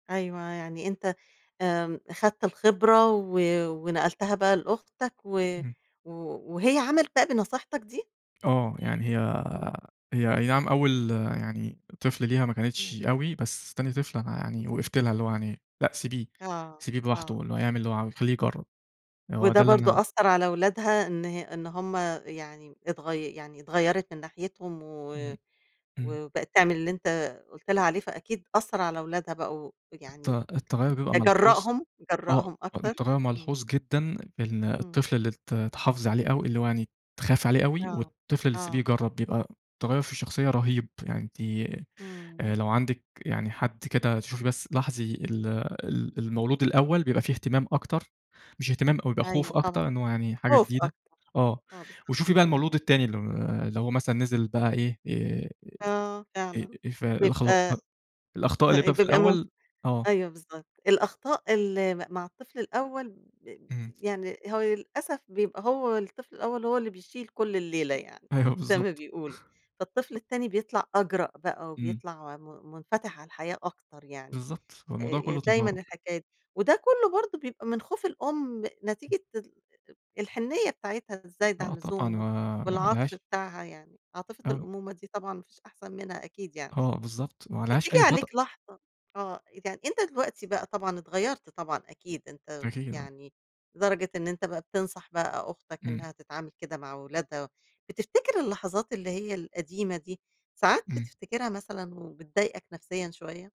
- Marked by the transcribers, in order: tapping; chuckle; other background noise; laughing while speaking: "أيوَه، بالضبط"; chuckle
- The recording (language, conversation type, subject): Arabic, podcast, إمتى واجهت خوفك وقدرت تتغلّب عليه؟